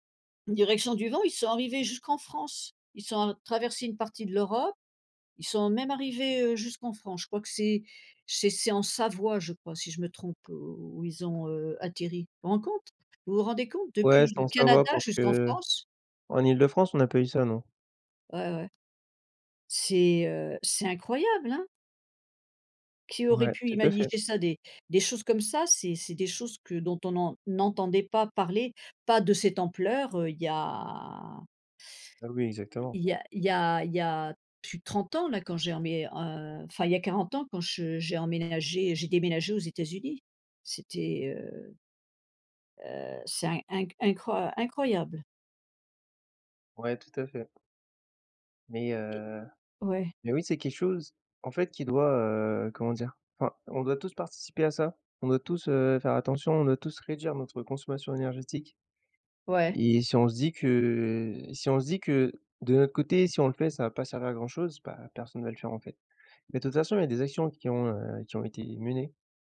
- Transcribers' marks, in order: other background noise; "imaginer" said as "imaniger"; drawn out: "a"; tapping; drawn out: "que"
- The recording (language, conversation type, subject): French, unstructured, Comment ressens-tu les conséquences des catastrophes naturelles récentes ?